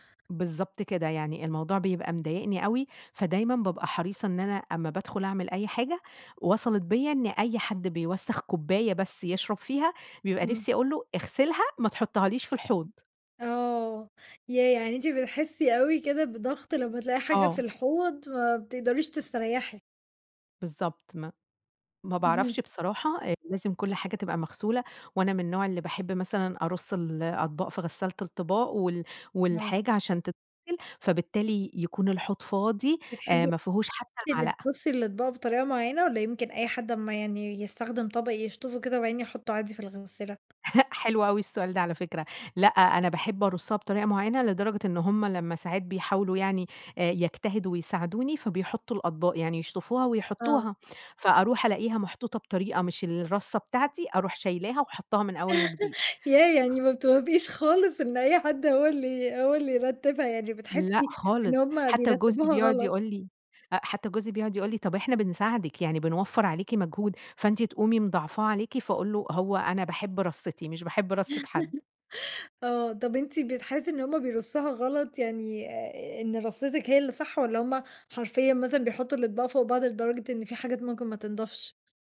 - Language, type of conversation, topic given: Arabic, podcast, ازاي تحافظي على ترتيب المطبخ بعد ما تخلصي طبخ؟
- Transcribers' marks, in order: other background noise; tapping; laughing while speaking: "هأ"; chuckle; laugh